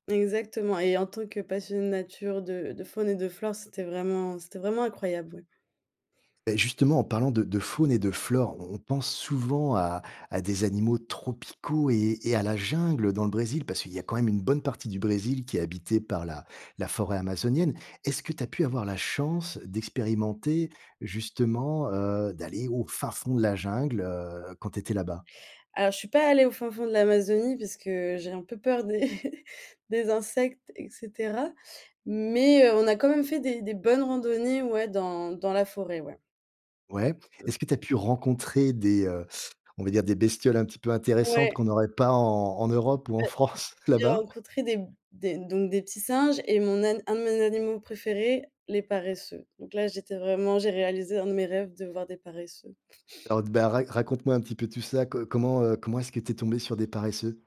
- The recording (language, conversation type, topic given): French, podcast, Quel est le voyage le plus inoubliable que tu aies fait ?
- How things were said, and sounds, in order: chuckle; chuckle; other background noise